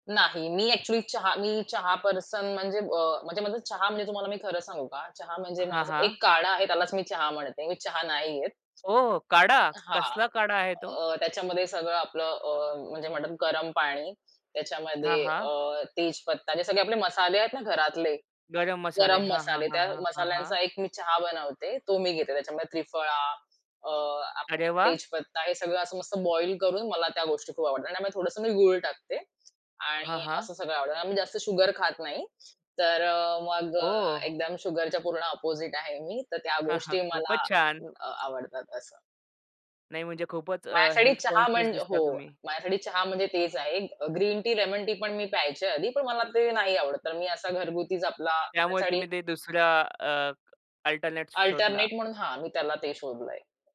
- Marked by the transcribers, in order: other background noise; surprised: "ओ काढा!"; tapping; chuckle; in English: "कॉन्शियस"; unintelligible speech
- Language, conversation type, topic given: Marathi, podcast, तुमच्या घरी सकाळची तयारी कशी चालते, अगं सांगशील का?